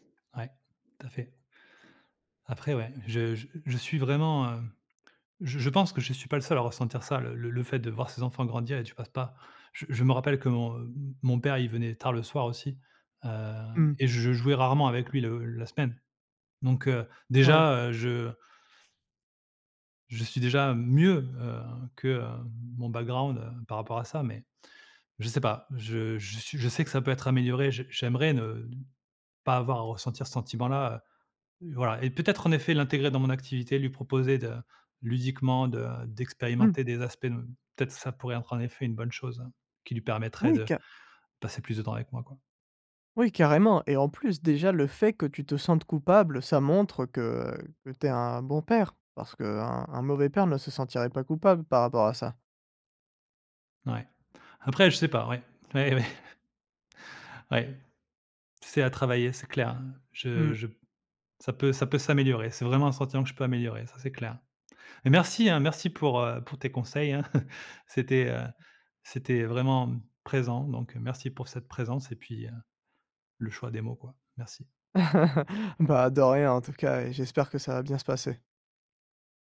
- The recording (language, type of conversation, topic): French, advice, Comment gérez-vous la culpabilité de négliger votre famille et vos amis à cause du travail ?
- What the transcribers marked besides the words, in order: laughing while speaking: "Ouais, ouais"; chuckle; chuckle